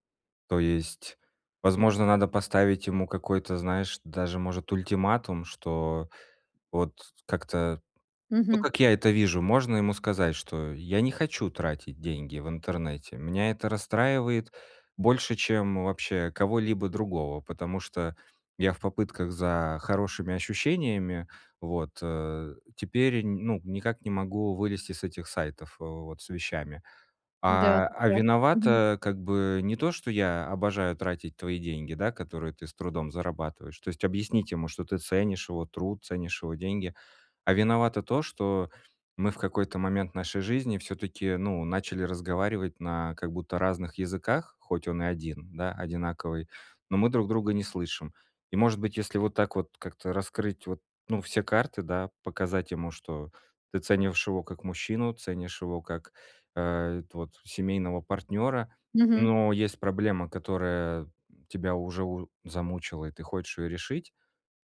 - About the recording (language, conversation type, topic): Russian, advice, Как мне контролировать импульсивные покупки и эмоциональные траты?
- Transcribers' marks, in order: other background noise; tapping